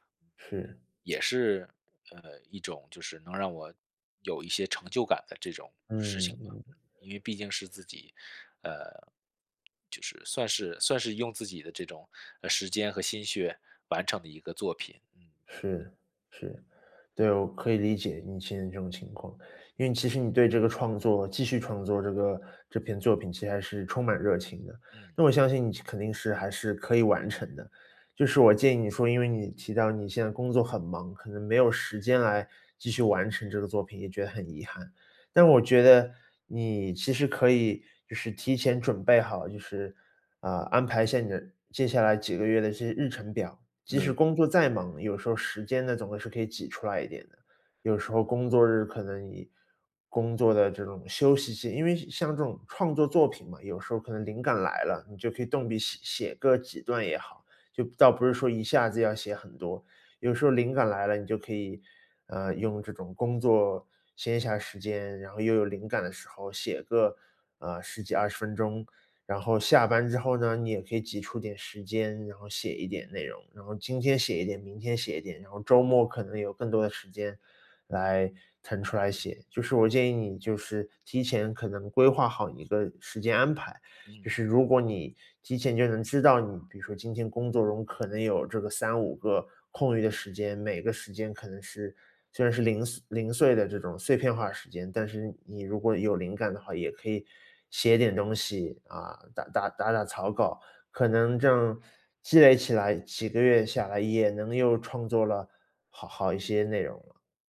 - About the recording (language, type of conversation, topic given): Chinese, advice, 如何在工作占满时间的情况下安排固定的创作时间？
- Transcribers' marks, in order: tapping